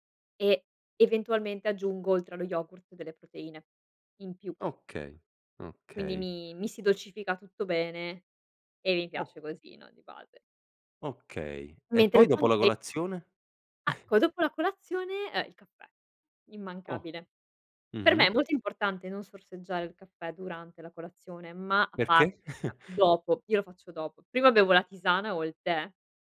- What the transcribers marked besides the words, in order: "Ecco" said as "acco"; chuckle; background speech; chuckle
- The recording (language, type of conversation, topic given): Italian, podcast, Come pianifichi la tua settimana in anticipo?